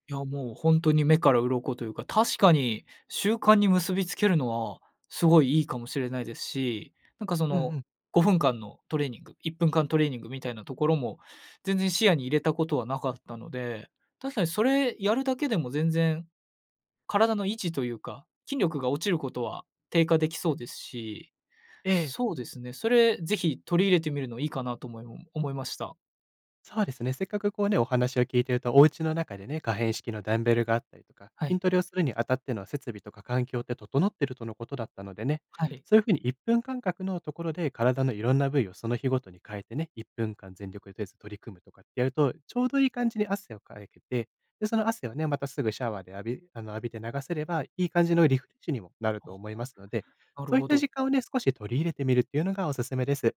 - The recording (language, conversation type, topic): Japanese, advice, トレーニングへのモチベーションが下がっているのですが、どうすれば取り戻せますか?
- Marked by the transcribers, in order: "えず" said as "てず"